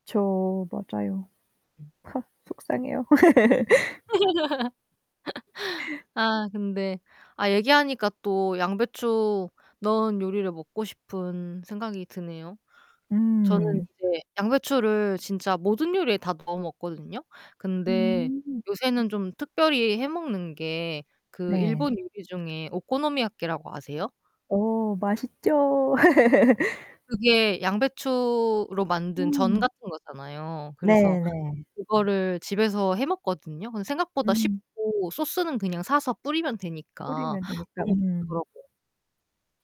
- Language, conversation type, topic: Korean, unstructured, 요리할 때 가장 좋아하는 재료는 무엇인가요?
- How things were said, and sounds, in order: static; distorted speech; laugh; other background noise; laugh